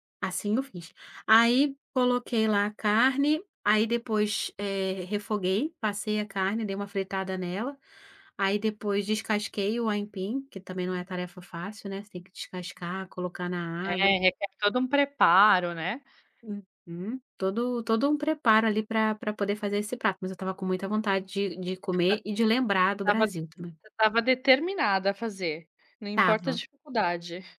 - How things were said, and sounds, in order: other background noise
- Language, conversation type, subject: Portuguese, podcast, Que comida te conforta num dia ruim?